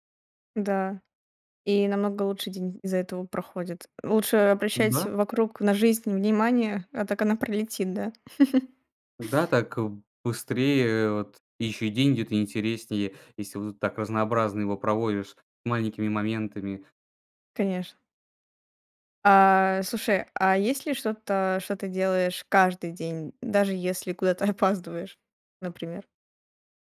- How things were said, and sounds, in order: laugh; laughing while speaking: "опаздываешь"
- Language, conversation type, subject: Russian, podcast, Как маленькие ритуалы делают твой день лучше?
- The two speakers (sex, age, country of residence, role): female, 20-24, Estonia, host; male, 20-24, Estonia, guest